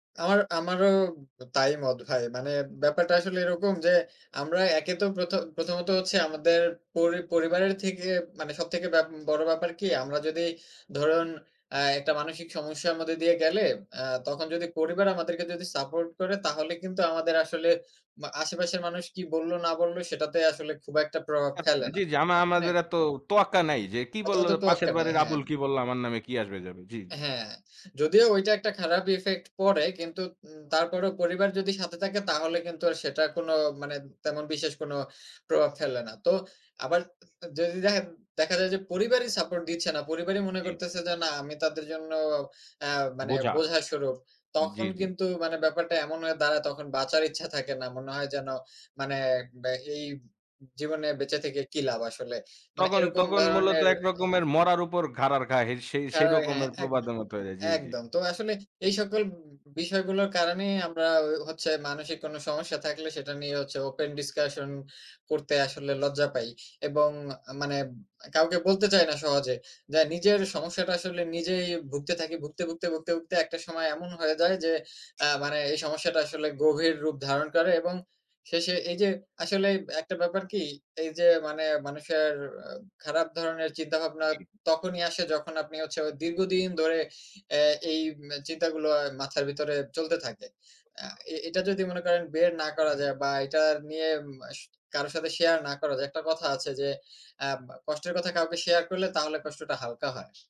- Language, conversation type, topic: Bengali, unstructured, কেন কিছু মানুষ মানসিক রোগ নিয়ে কথা বলতে লজ্জা বোধ করে?
- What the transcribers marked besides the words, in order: other background noise; unintelligible speech; in English: "ওপেন ডিসকাশন"; unintelligible speech